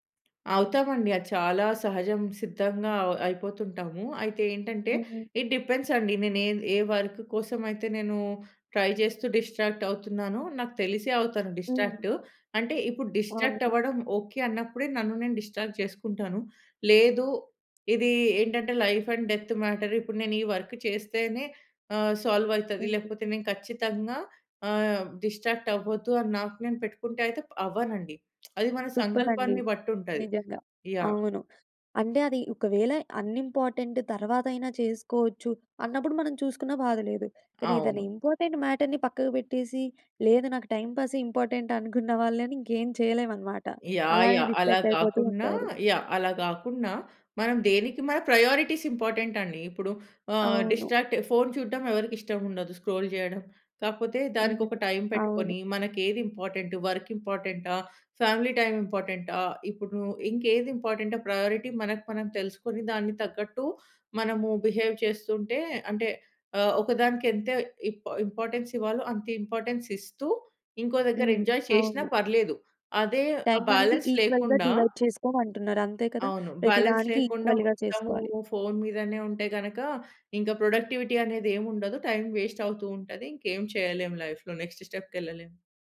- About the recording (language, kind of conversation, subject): Telugu, podcast, ఆన్‌లైన్ మద్దతు దీర్ఘకాలంగా బలంగా నిలవగలదా, లేక అది తాత్కాలికమేనా?
- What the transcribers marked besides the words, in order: tapping; in English: "ఇట్ డిపెండ్స్"; in English: "వర్క్"; in English: "ట్రై"; in English: "డిస్‌ట్రాక్ట్"; in English: "డిస్‌ట్రాక్ట్"; in English: "డిస్‌ట్రాక్ట్"; in English: "డిస్‌ట్రాక్ట్"; in English: "లైఫ్ అండ్ డెత్ మ్యాటర్"; in English: "వర్క్"; in English: "సాల్వ్"; other noise; in English: "డిస్‌ట్రాక్ట్"; lip smack; in English: "అన్‌ఇంపార్టెంట్"; in English: "ఇంపార్టెంట్ మ్యాటర్‌ని"; in English: "ఇంపార్టెంట్"; in English: "డిస్ట్రాక్ట్"; in English: "ప్రయారిటీస్ ఇంపార్టెంట్"; in English: "డిస్‌ట్రాక్ట్"; in English: "స్క్రోల్"; in English: "ఇంపార్టెంట్, వర్క్"; in English: "ఫ్యామిలీ"; in English: "ఇంపార్టెంట్ ప్రయారిటీ"; in English: "బిహేవ్"; in English: "ఇంప్ ఇంపార్టెన్స్"; in English: "ఇంపార్టెన్స్"; in English: "ఎంజాయ్"; in English: "బాలన్స్"; in English: "ఈక్వల్‌గా డివైడ్"; in English: "బాలన్స్"; in English: "ఈక్వల్‌గా"; in English: "ప్రొడక్టివిటీ"; in English: "టైం వేస్ట్"; in English: "లైఫ్‌లో నెక్స్ట్ స్టెప్‌కి"